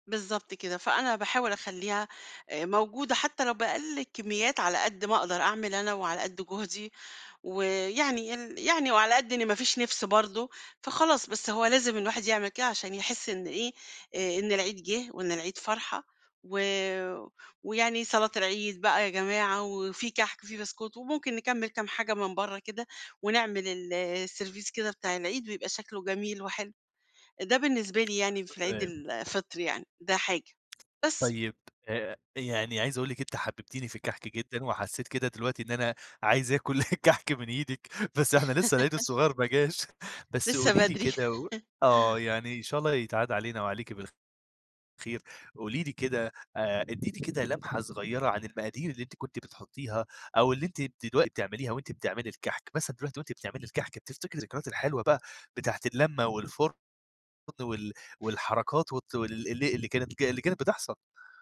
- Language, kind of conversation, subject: Arabic, podcast, إيه الطبق اللي العيد عندكم ما بيكملش من غيره؟
- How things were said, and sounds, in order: in English: "السيرفيس"; other background noise; unintelligible speech; tapping; laugh; laughing while speaking: "بدري"; chuckle